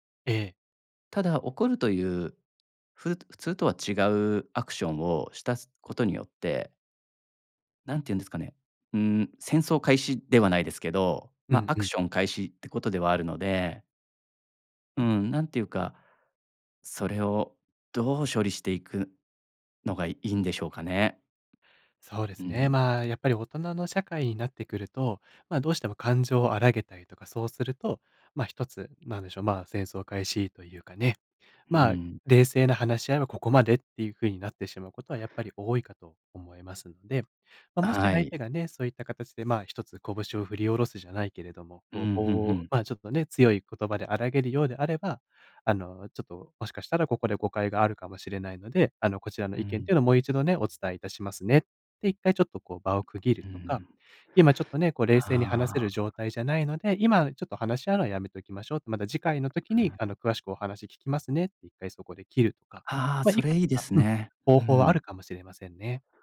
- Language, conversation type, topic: Japanese, advice, 誤解で相手に怒られたとき、どう説明して和解すればよいですか？
- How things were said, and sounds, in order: none